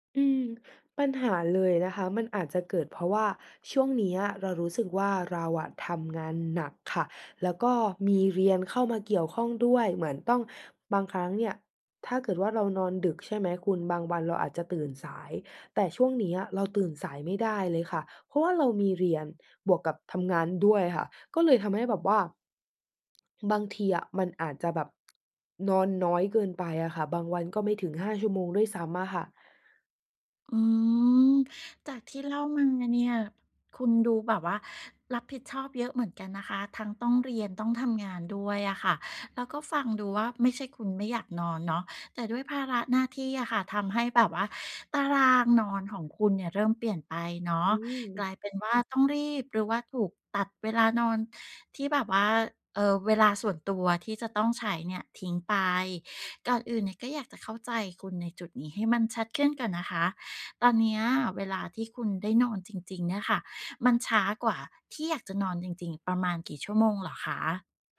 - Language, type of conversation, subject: Thai, advice, จะสร้างกิจวัตรก่อนนอนให้สม่ำเสมอทุกคืนเพื่อหลับดีขึ้นและตื่นตรงเวลาได้อย่างไร?
- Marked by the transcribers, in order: stressed: "หนัก"; other background noise; tapping